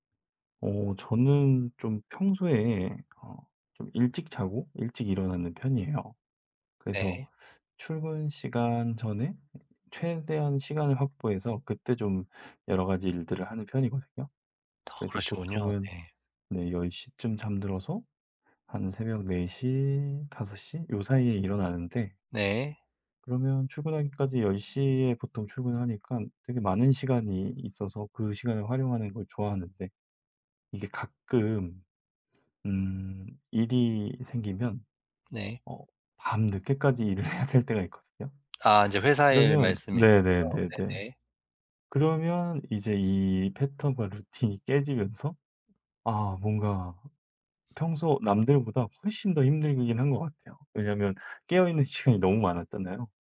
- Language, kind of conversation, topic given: Korean, advice, 야간 근무로 수면 시간이 뒤바뀐 상태에 적응하기가 왜 이렇게 어려울까요?
- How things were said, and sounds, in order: other background noise; laughing while speaking: "해야 될 때가"; laughing while speaking: "시간이"